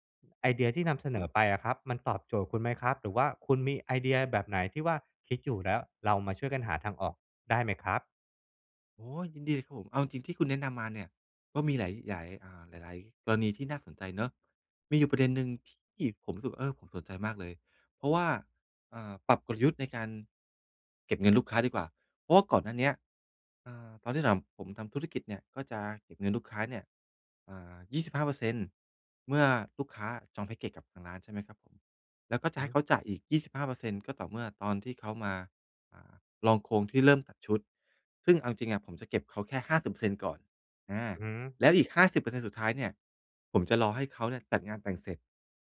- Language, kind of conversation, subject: Thai, advice, จะจัดการกระแสเงินสดของธุรกิจให้มั่นคงได้อย่างไร?
- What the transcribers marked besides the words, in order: none